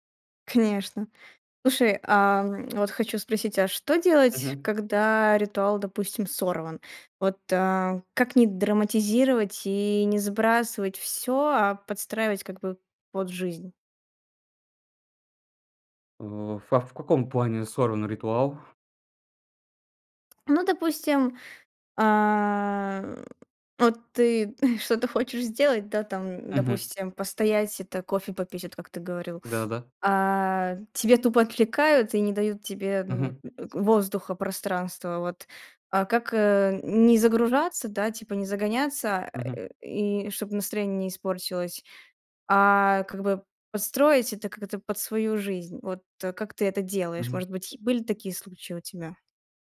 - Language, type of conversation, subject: Russian, podcast, Как маленькие ритуалы делают твой день лучше?
- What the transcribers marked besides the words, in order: other background noise; tapping; chuckle